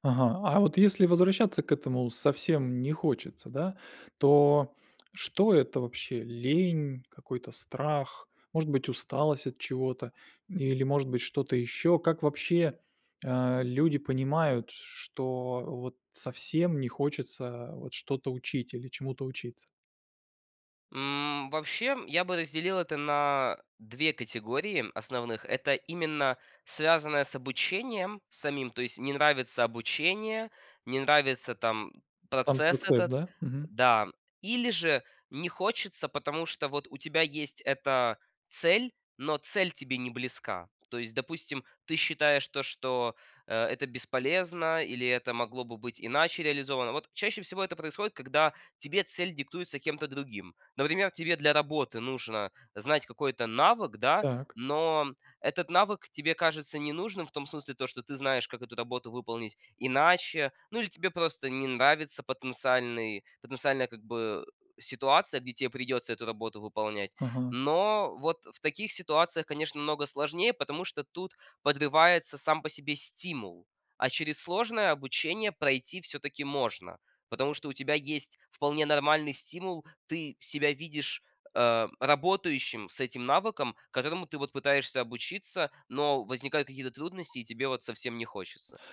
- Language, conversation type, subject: Russian, podcast, Как научиться учиться тому, что совсем не хочется?
- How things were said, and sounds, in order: tapping